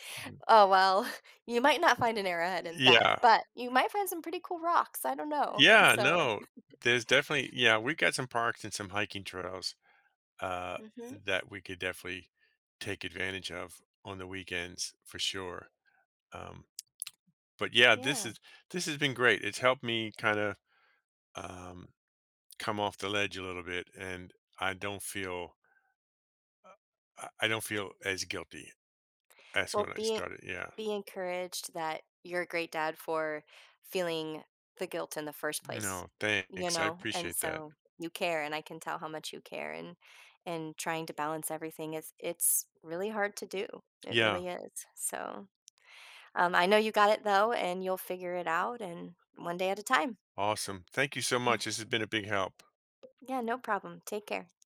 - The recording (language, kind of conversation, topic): English, advice, How can I balance family responsibilities and work?
- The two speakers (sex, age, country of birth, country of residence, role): female, 40-44, United States, United States, advisor; male, 55-59, United States, United States, user
- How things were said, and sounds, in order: tapping; chuckle; other background noise; chuckle; chuckle